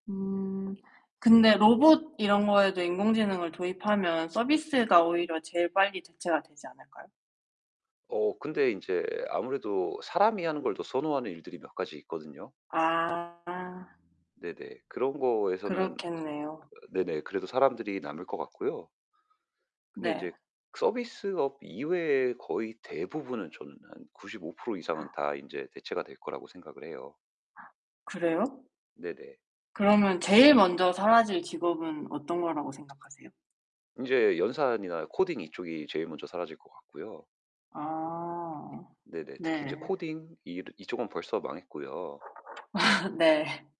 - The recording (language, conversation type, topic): Korean, unstructured, 인공지능은 일자리에 어떤 영향을 줄까요?
- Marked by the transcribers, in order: tapping; distorted speech; static; other background noise; other noise; gasp; gasp; laugh